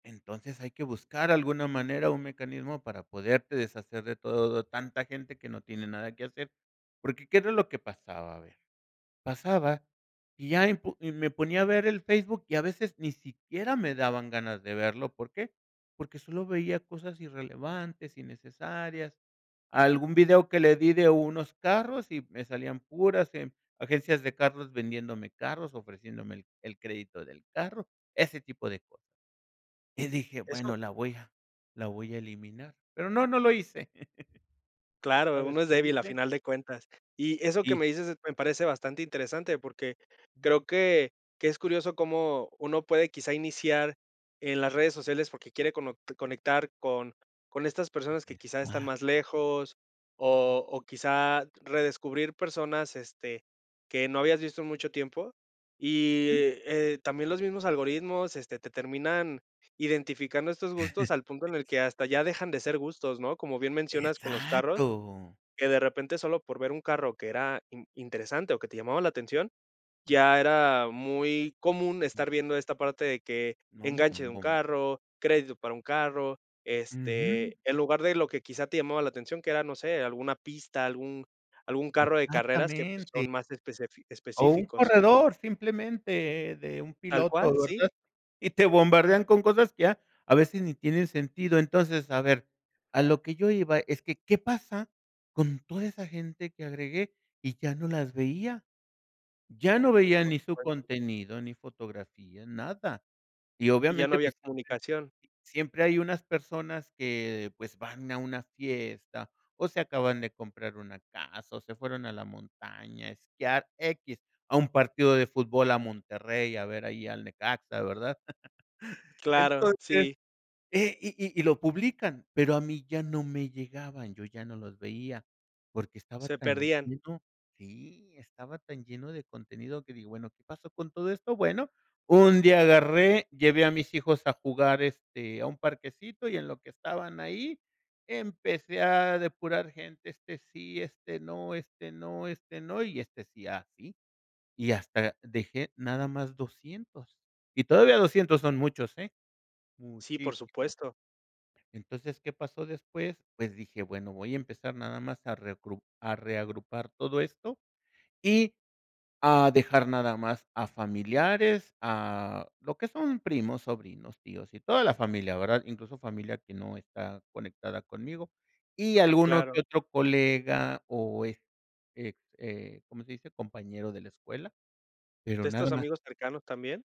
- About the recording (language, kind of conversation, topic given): Spanish, podcast, ¿Cómo controlas tu tiempo en redes sociales sin agobiarte?
- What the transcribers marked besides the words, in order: chuckle; unintelligible speech; chuckle; unintelligible speech; unintelligible speech; chuckle